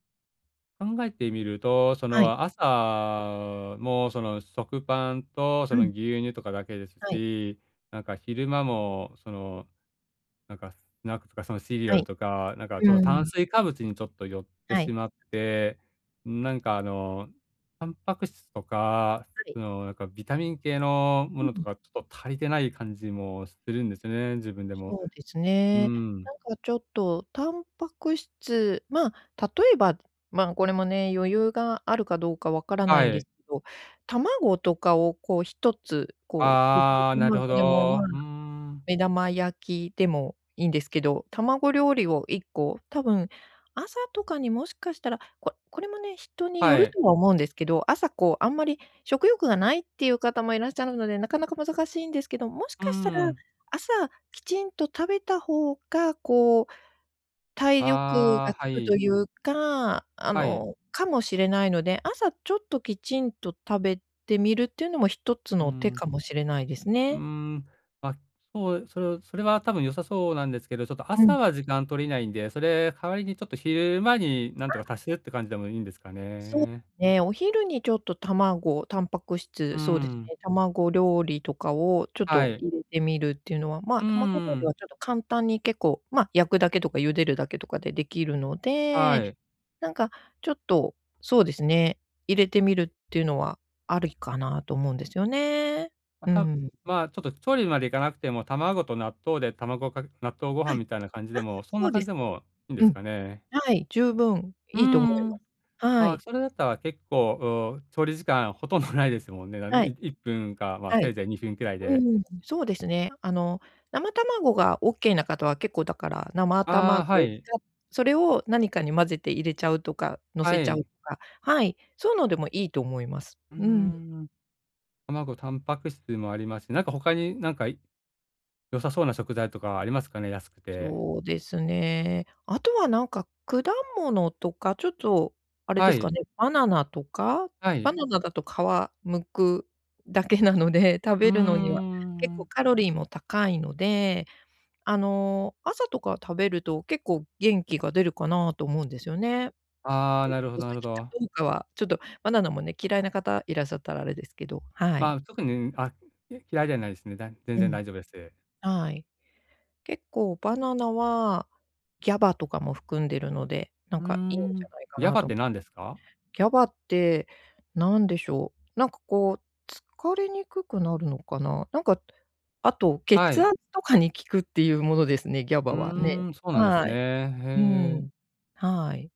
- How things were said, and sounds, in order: other background noise; dog barking; in English: "GABA"; "GABA" said as "やば"; in English: "GABA"; in English: "GABA"
- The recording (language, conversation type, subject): Japanese, advice, 体力がなくて日常生活がつらいと感じるのはなぜですか？